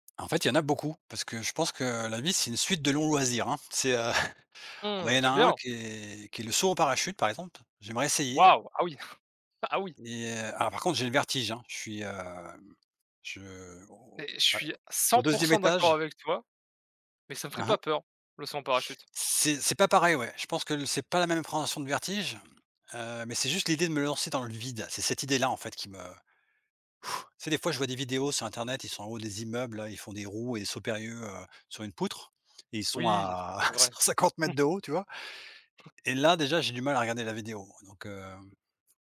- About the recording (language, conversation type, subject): French, unstructured, Quel loisir aimerais-tu essayer un jour ?
- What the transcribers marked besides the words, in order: chuckle; chuckle; stressed: "cent pour cent"; exhale; laughing while speaking: "à cent cinquante mètres de haut, tu vois ?"; chuckle